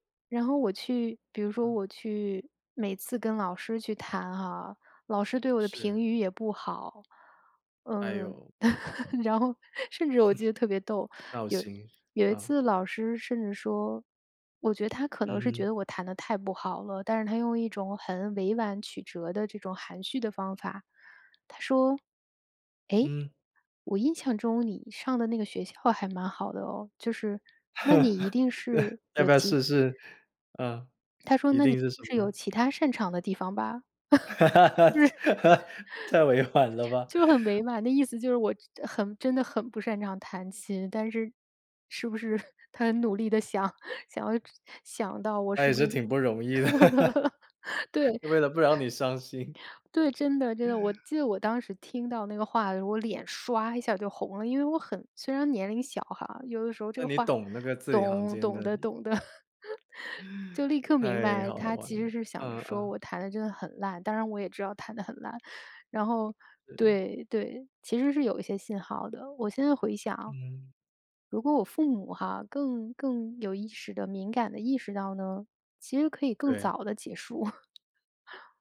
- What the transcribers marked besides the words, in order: laugh; laugh; laugh; laugh; laughing while speaking: "太委婉了吧"; laugh; laughing while speaking: "就是"; chuckle; laughing while speaking: "想 想"; laugh; laughing while speaking: "易的。 为了不让你伤心"; laugh; other background noise; laugh; laugh; laugh
- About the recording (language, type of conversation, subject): Chinese, podcast, 你通常怎么判断自己应该继续坚持，还是该放手并重新学习？
- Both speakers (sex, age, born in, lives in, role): female, 35-39, China, United States, guest; male, 30-34, China, United States, host